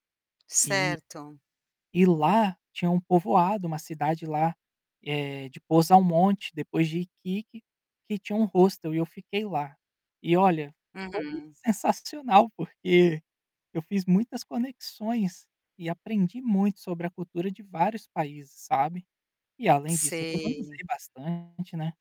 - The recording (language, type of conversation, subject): Portuguese, podcast, Por onde você recomenda começar para quem quer viajar sozinho?
- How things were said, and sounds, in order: static; distorted speech